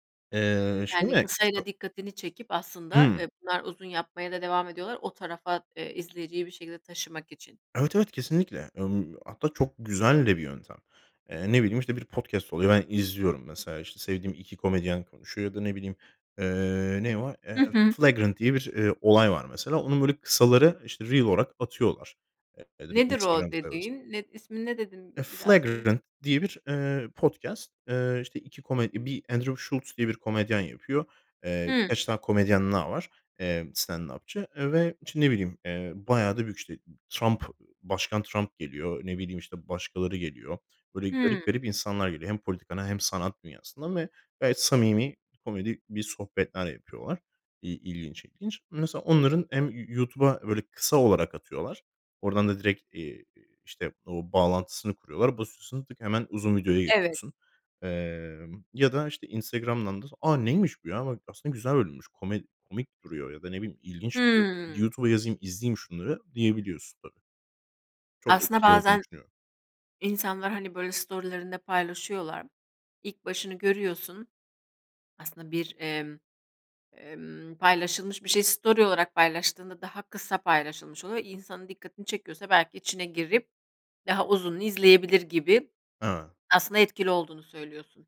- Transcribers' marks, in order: unintelligible speech; in English: "story'lerinde"; in English: "story"
- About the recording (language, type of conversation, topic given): Turkish, podcast, Kısa videolar, uzun formatlı içerikleri nasıl geride bıraktı?